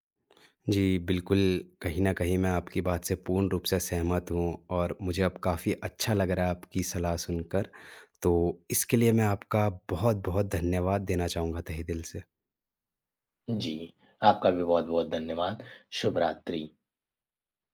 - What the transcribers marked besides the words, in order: tapping; other background noise
- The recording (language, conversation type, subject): Hindi, advice, क्या मुझे बुजुर्ग माता-पिता की देखभाल के लिए घर वापस आना चाहिए?
- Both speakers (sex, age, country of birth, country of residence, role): male, 25-29, India, India, advisor; male, 25-29, India, India, user